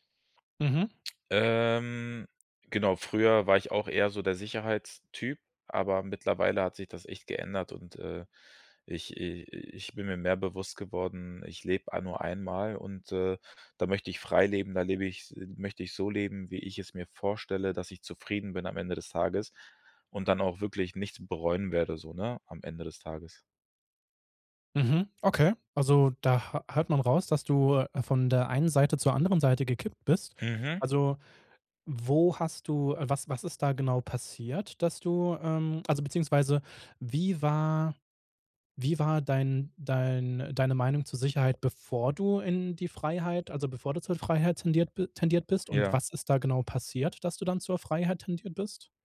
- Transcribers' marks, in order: drawn out: "Ähm"
- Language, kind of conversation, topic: German, podcast, Mal ehrlich: Was ist dir wichtiger – Sicherheit oder Freiheit?